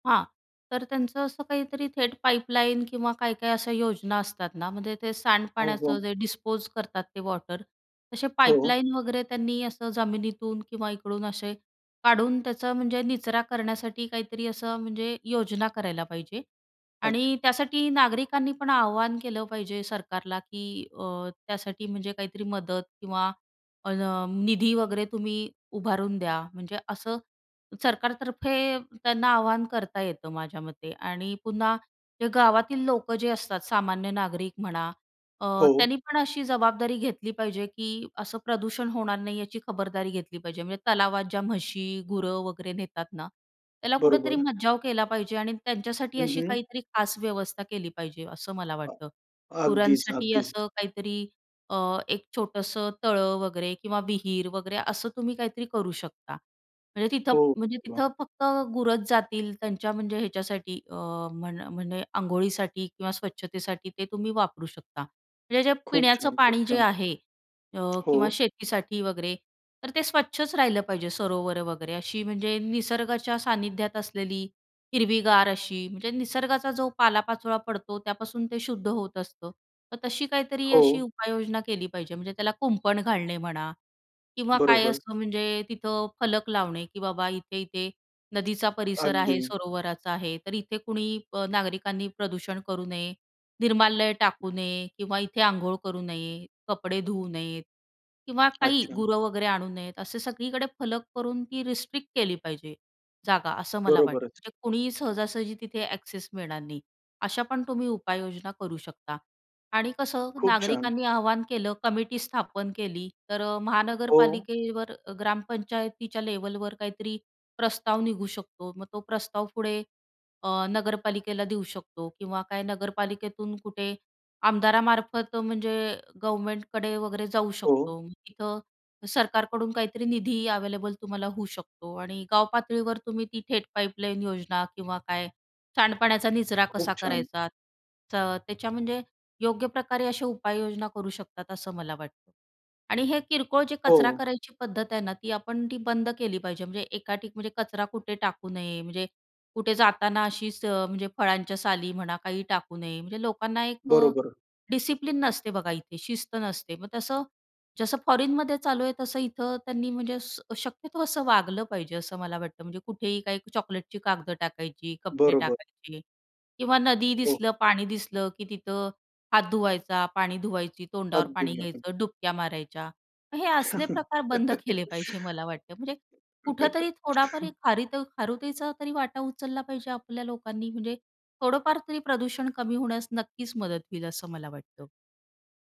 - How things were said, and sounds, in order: in English: "डिस्पोज"; in English: "वॉटर"; unintelligible speech; other background noise; in English: "रिस्ट्रिक्ट"; in English: "अॅक्सेस"; in English: "लेव्हलवर"; in English: "अव्हेलेबल"; in English: "डिसिप्लिन"; laughing while speaking: "बंद केले"; chuckle
- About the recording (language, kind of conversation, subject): Marathi, podcast, आमच्या शहरातील नद्या आणि तलाव आपण स्वच्छ कसे ठेवू शकतो?